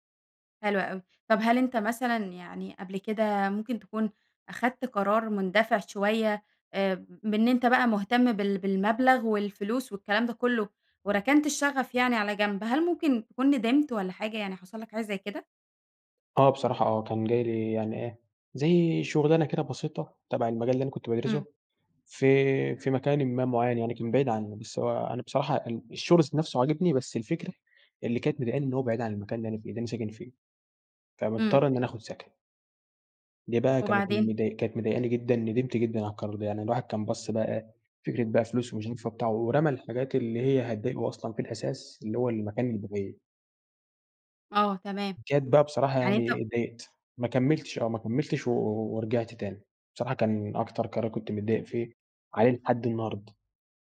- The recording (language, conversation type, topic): Arabic, podcast, إزاي تختار بين شغفك وبين مرتب أعلى؟
- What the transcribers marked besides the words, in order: none